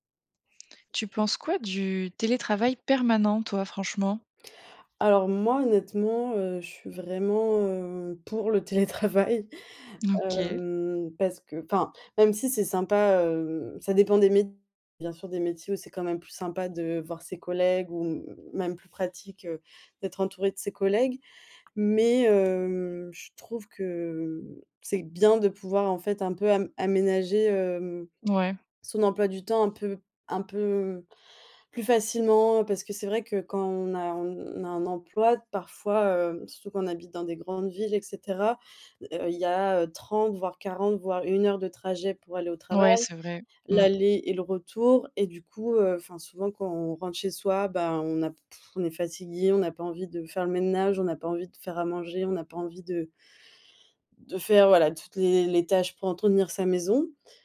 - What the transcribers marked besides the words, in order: laughing while speaking: "télétravail"; other background noise; unintelligible speech; scoff; stressed: "ménage"
- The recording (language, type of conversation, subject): French, podcast, Que penses-tu, honnêtement, du télétravail à temps plein ?